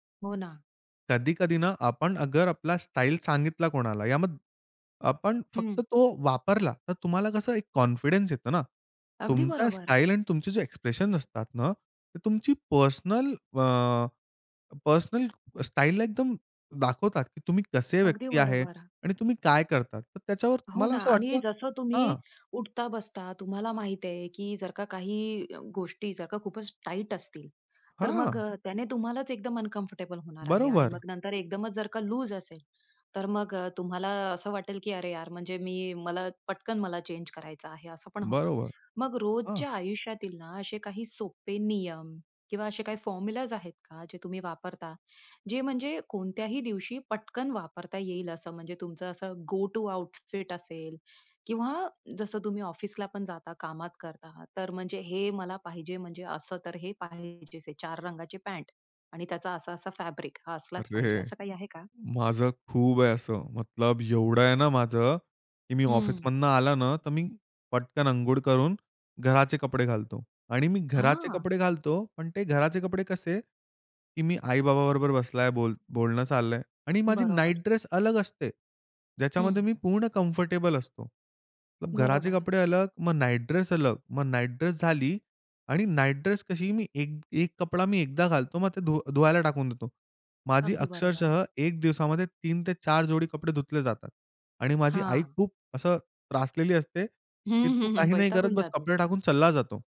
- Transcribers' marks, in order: in English: "कॉन्फिडन्स"; in English: "एक्सप्रेशन"; in English: "पर्सनल"; in English: "पर्सनल स्टाईलला"; in English: "अनकम्फर्टेबल"; in English: "लूज"; in English: "चेंज"; in English: "फॉर्म्युलाज"; in English: "गो टू आउटफिट"; in English: "फॅब्रिक"; laughing while speaking: "अरे"; surprised: "हां"; in English: "नाईट ड्रेस"; tapping; in English: "कम्फर्टेबल"; in English: "नाईट ड्रेस"; in English: "नाईट ड्रेस"; in English: "नाईट ड्रेस"; laughing while speaking: "हं, हं, हं. वैतागून जाते"
- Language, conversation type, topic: Marathi, podcast, कामाच्या ठिकाणी व्यक्तिमत्व आणि साधेपणा दोन्ही टिकतील अशी शैली कशी ठेवावी?